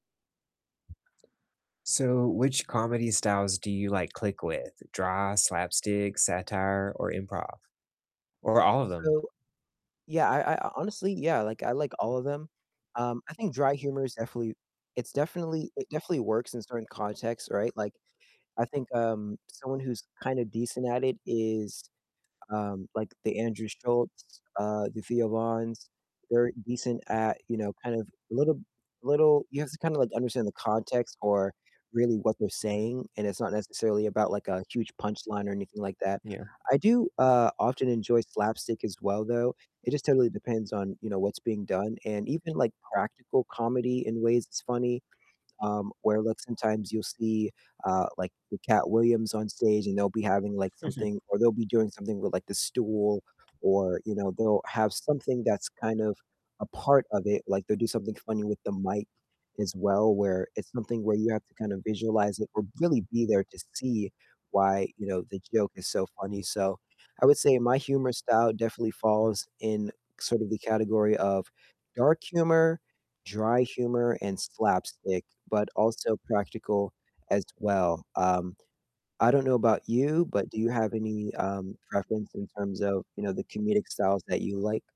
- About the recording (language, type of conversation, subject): English, unstructured, Which comedy styles do you both enjoy most—dry humor, slapstick, satire, or improv—and why?
- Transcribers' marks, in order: other background noise; tapping; distorted speech; unintelligible speech